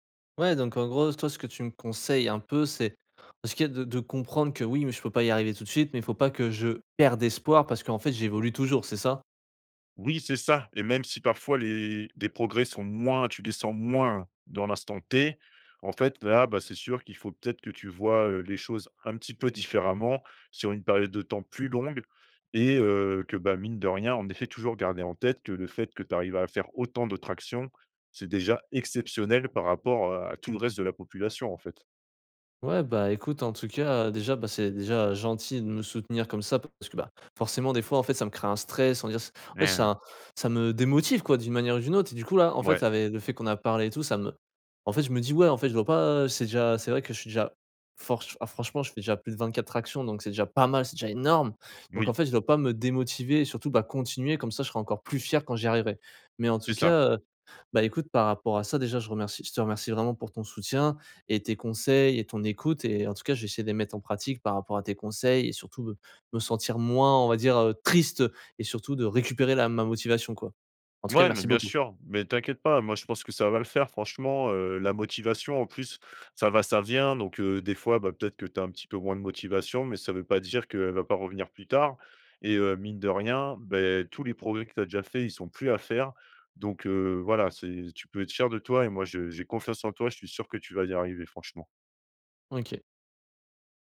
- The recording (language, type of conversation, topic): French, advice, Comment retrouver la motivation après un échec récent ?
- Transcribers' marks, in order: stressed: "perde"; stressed: "pas"; stressed: "énorme"; stressed: "plus"; stressed: "triste"